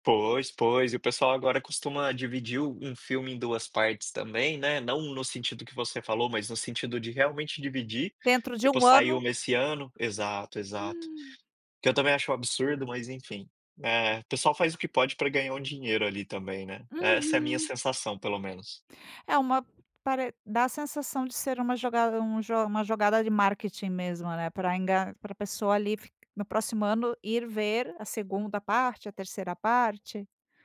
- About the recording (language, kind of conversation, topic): Portuguese, podcast, Como você explica o vício em maratonar séries?
- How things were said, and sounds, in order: none